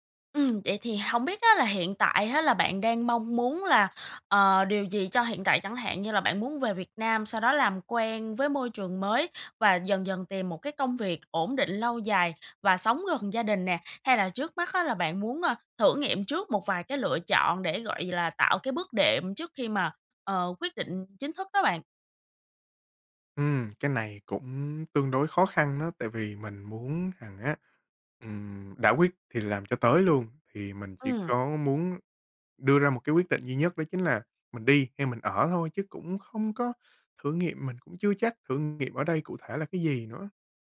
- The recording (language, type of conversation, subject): Vietnamese, advice, Làm thế nào để vượt qua nỗi sợ khi phải đưa ra những quyết định lớn trong đời?
- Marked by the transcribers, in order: other background noise; tapping